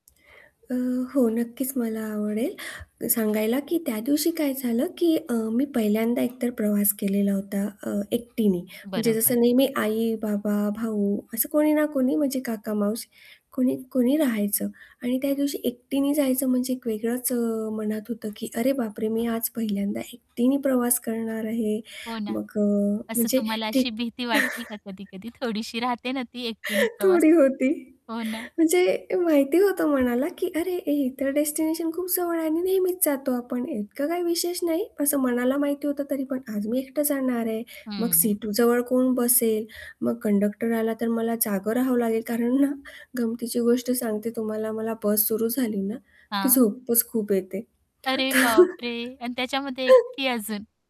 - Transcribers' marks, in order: other background noise; tapping; chuckle; laughing while speaking: "ना"; laughing while speaking: "तर"; chuckle
- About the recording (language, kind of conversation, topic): Marathi, podcast, एकटी महिला म्हणून प्रवास करताना तुम्हाला काय वेगळं जाणवतं?